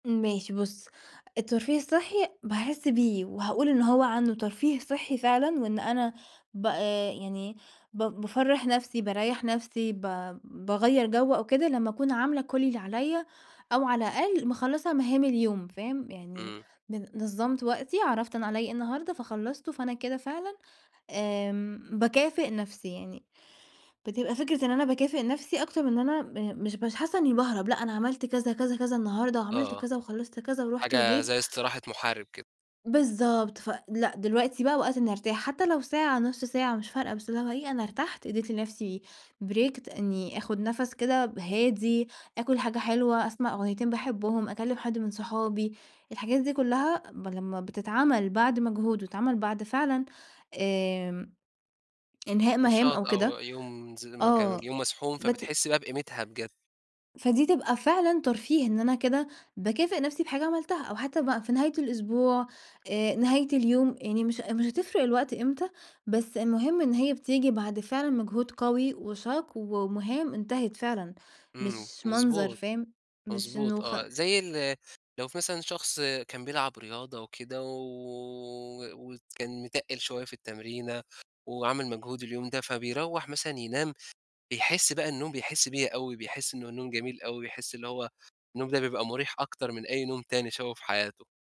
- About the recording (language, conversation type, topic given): Arabic, podcast, هل شايف إن فيه فرق بين الهروب والترفيه الصحي، وإزاي؟
- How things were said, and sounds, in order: in English: "break"; unintelligible speech